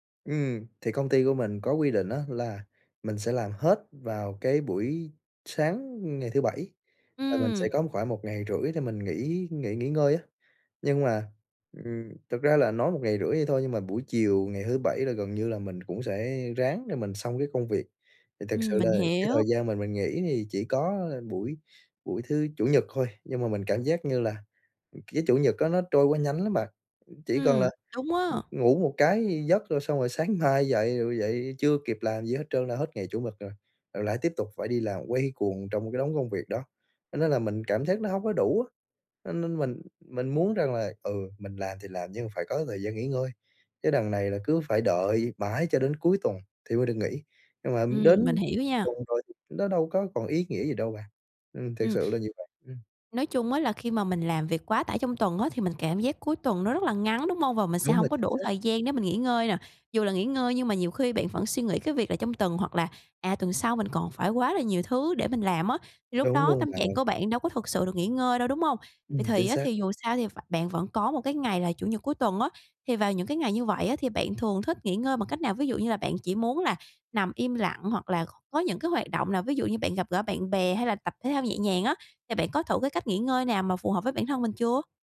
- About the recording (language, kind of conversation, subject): Vietnamese, advice, Làm sao để dành thời gian nghỉ ngơi cho bản thân mỗi ngày?
- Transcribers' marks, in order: laughing while speaking: "sáng"